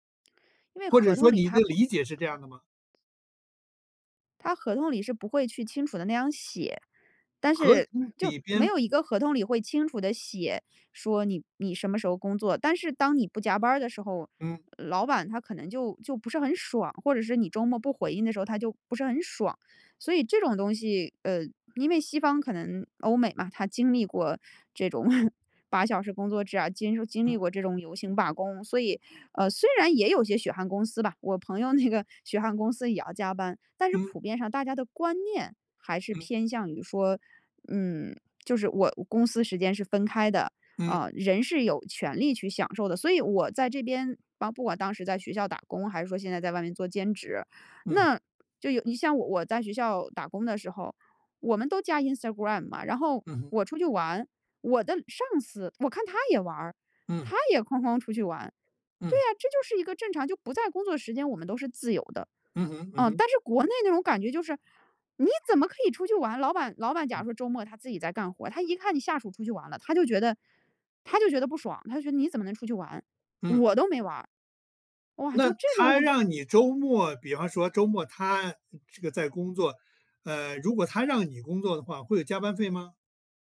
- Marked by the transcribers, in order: other background noise; chuckle; chuckle; chuckle
- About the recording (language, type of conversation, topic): Chinese, podcast, 混合文化背景对你意味着什么？